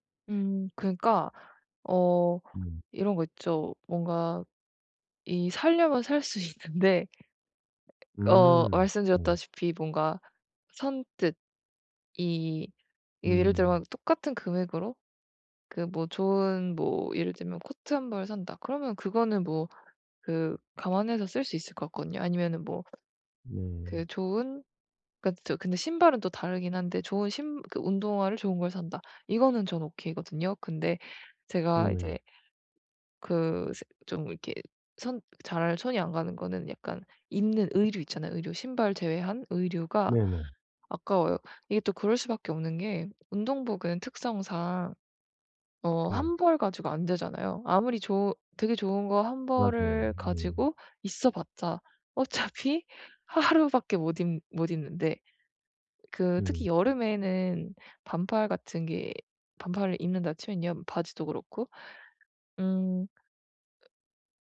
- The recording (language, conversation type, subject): Korean, advice, 예산이 한정된 상황에서 어떻게 하면 좋은 선택을 할 수 있을까요?
- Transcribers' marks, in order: laughing while speaking: "살 수"; other background noise; tapping; laughing while speaking: "어차피 하루밖에"; other noise